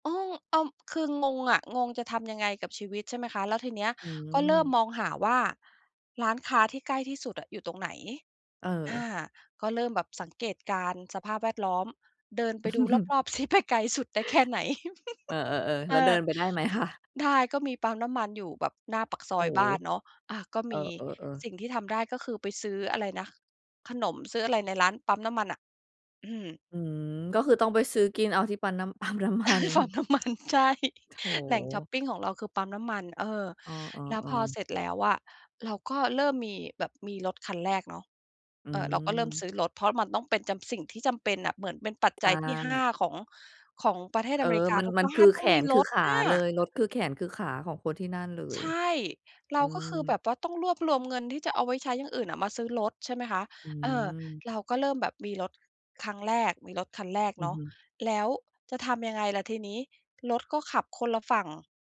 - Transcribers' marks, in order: chuckle; chuckle; chuckle; laughing while speaking: "ปั๊มน้ำมัน ใช่"; stressed: "น่ะ"
- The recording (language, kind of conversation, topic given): Thai, podcast, การปรับตัวในที่ใหม่ คุณทำยังไงให้รอด?